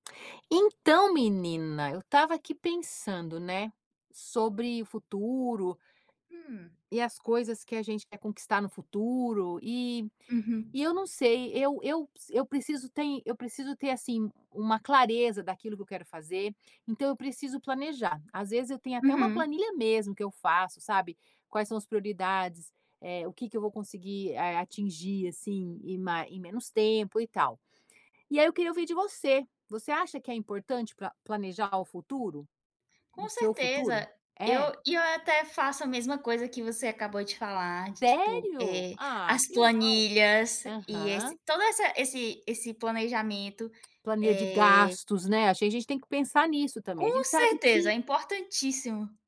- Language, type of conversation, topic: Portuguese, unstructured, Você acha importante planejar o futuro? Por quê?
- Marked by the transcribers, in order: tapping